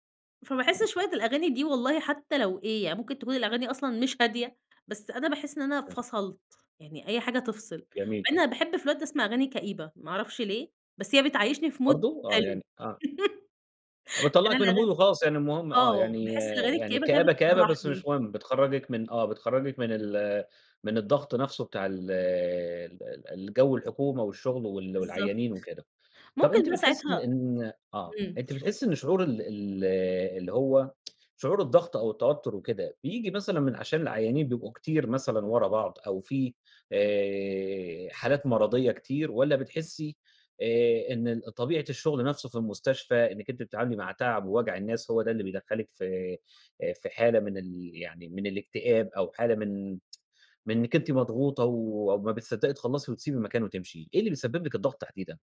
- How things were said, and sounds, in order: unintelligible speech; unintelligible speech; in English: "mood"; laugh; in English: "الmood"; tsk; tsk
- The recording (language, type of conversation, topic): Arabic, podcast, إيه عاداتك اليومية عشان تفصل وتفوق بعد يوم مرهق؟